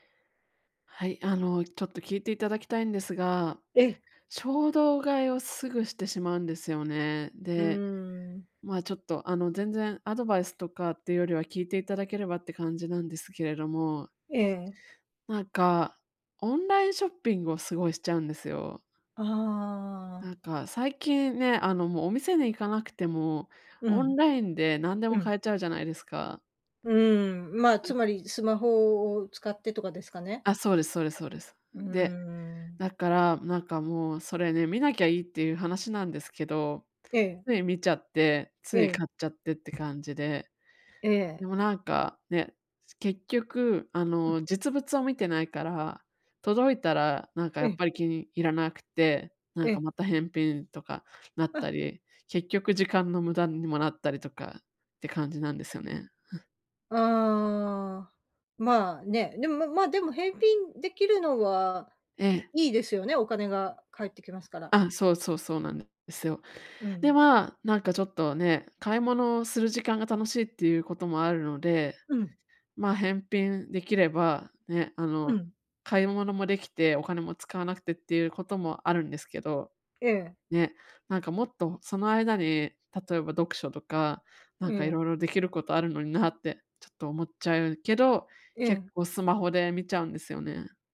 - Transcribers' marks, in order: none
- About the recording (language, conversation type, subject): Japanese, advice, 衝動買いを減らすための習慣はどう作ればよいですか？